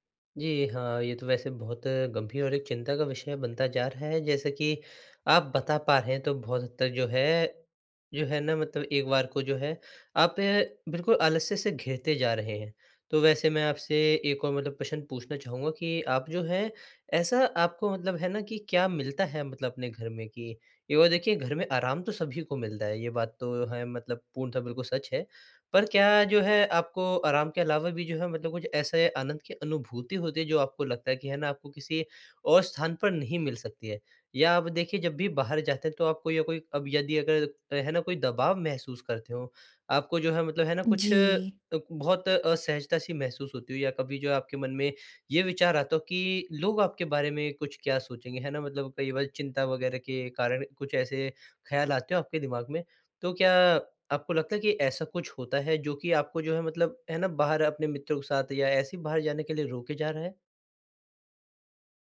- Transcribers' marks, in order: none
- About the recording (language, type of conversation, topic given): Hindi, advice, मैं सामाजिक दबाव और अकेले समय के बीच संतुलन कैसे बनाऊँ, जब दोस्त बुलाते हैं?